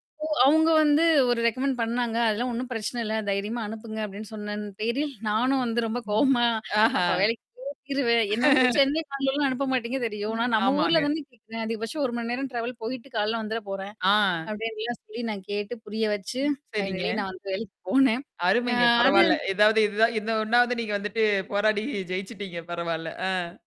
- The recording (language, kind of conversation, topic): Tamil, podcast, திருமணத்துக்குப் பிறகு உங்கள் வாழ்க்கையில் ஏற்பட்ட முக்கியமான மாற்றங்கள் என்னென்ன?
- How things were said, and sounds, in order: in English: "ரெக்கமெண்ட்"; laughing while speaking: "வந்து ரொம்ப கோவமா அப்ப வேலைக்கு போயிருவேன்"; distorted speech; laugh; in English: "ட்ராவல்"; in English: "ஃபைனலி"; laughing while speaking: "வேலைக்கு போனேன்"; laughing while speaking: "ஏதாவது இதுதான் இந்த ஒண்ணாவது நீங்க வந்துட்டு போராடி ஜெயிச்சுட்டீங்க! பரவால்ல. ஆ"